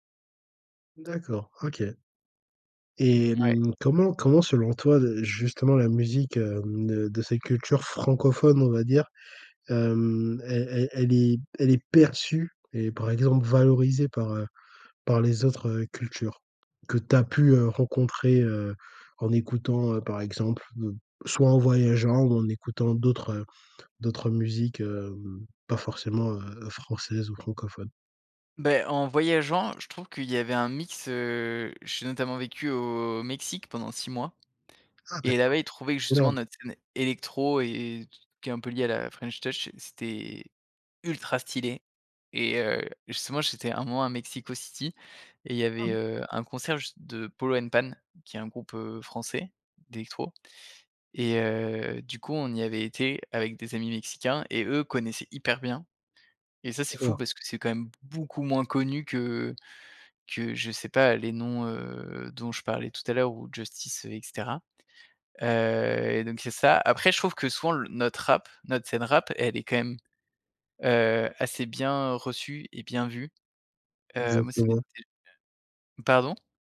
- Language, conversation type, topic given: French, podcast, Comment ta culture a-t-elle influencé tes goûts musicaux ?
- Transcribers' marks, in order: tapping; stressed: "francophone"; stressed: "perçue"; stressed: "ultra"; other background noise; stressed: "beaucoup"; drawn out: "heu"; unintelligible speech